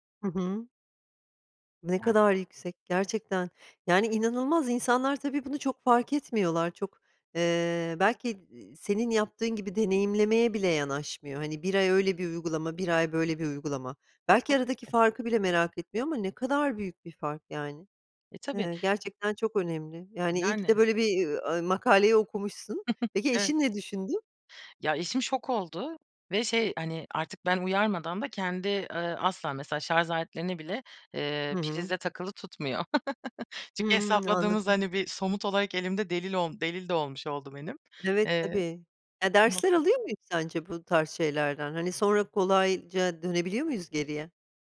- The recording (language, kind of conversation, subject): Turkish, podcast, Evde enerji tasarrufu için hemen uygulayabileceğimiz öneriler nelerdir?
- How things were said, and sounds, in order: other background noise; chuckle; laugh; lip smack